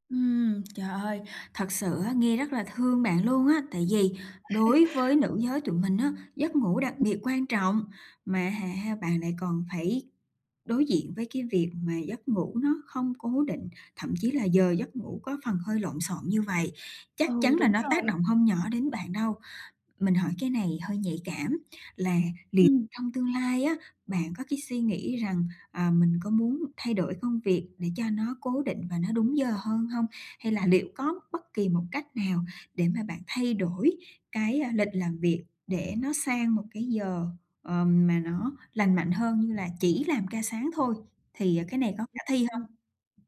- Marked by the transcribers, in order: laugh; tapping
- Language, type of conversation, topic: Vietnamese, advice, Làm thế nào để cải thiện chất lượng giấc ngủ và thức dậy tràn đầy năng lượng hơn?